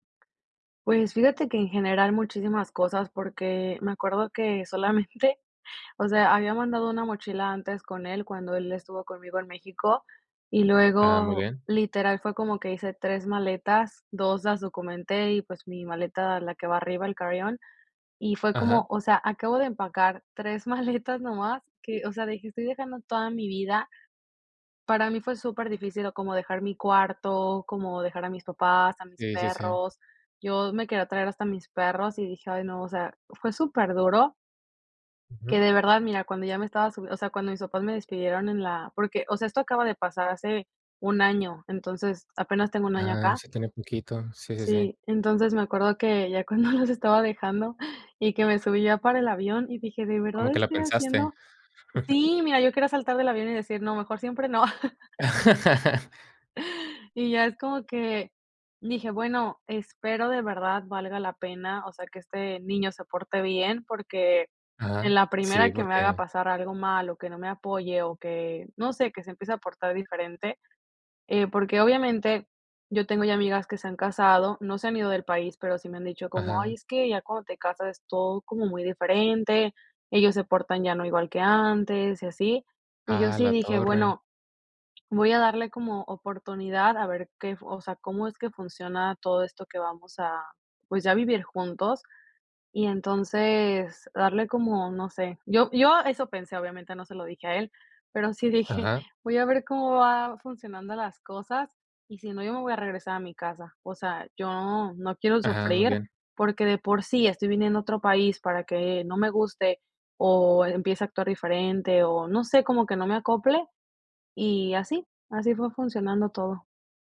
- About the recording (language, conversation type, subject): Spanish, podcast, ¿Qué consejo práctico darías para empezar de cero?
- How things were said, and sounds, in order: tapping; in English: "carry-on"; laughing while speaking: "maletas nomás"; other background noise; laughing while speaking: "cuando los"; chuckle; laugh